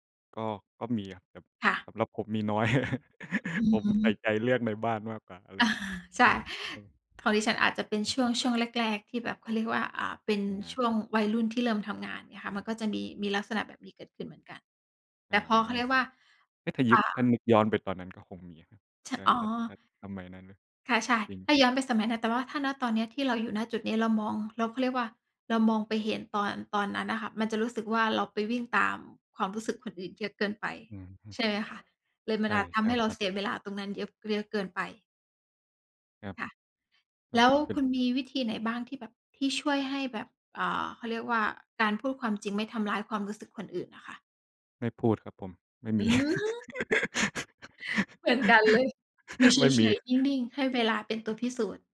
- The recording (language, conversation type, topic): Thai, unstructured, เมื่อไหร่ที่คุณคิดว่าความซื่อสัตย์เป็นเรื่องยากที่สุด?
- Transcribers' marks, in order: tapping; chuckle; laughing while speaking: "อา"; gasp; surprised: "อือฮึ"; chuckle; laughing while speaking: "ไม่มี"; chuckle